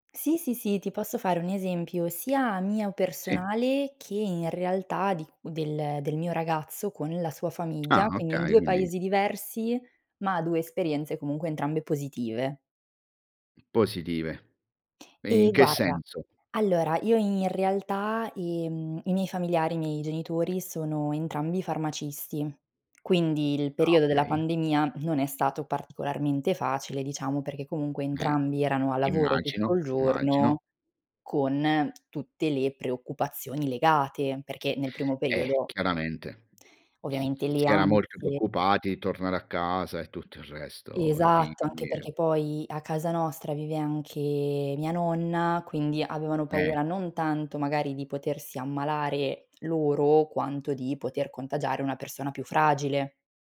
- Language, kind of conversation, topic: Italian, podcast, In che modo la pandemia ha cambiato i legami familiari?
- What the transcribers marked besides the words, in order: tapping; other background noise